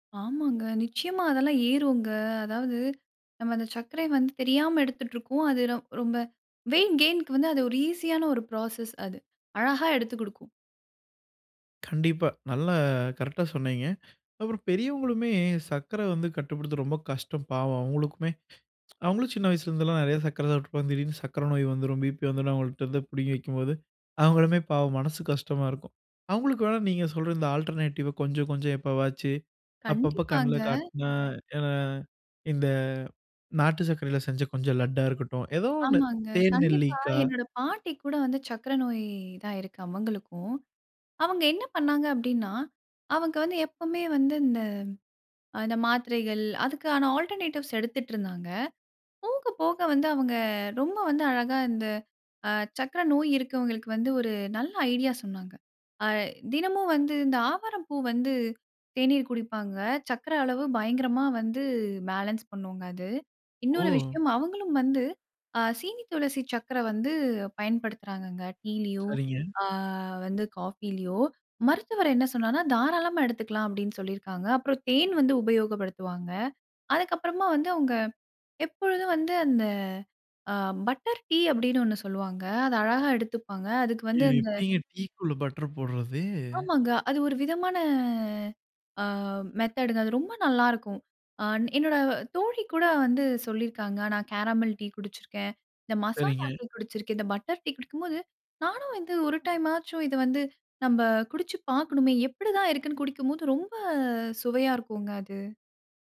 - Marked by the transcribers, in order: in English: "வெய்ட் கெய்ன்‌க்கு"; in English: "புரோசஸ்"; in English: "ஆல்டர்நேட்டிவ்‌வ"; in English: "ஆல்டர்நேட்டிவ்ஸ்"; in English: "பேலன்ஸ்"; in English: "மெத்தடுங்க"; in English: "கேரமல்"
- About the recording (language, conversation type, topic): Tamil, podcast, இனிப்புகளை எவ்வாறு கட்டுப்பாட்டுடன் சாப்பிடலாம்?